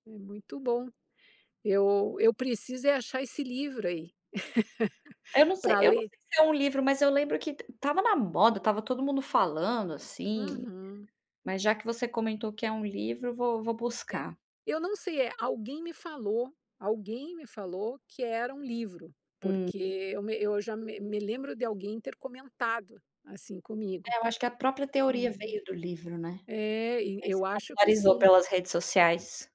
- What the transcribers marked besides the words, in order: laugh; tapping; other background noise; other noise
- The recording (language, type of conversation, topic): Portuguese, unstructured, Como você gosta de demonstrar carinho para alguém?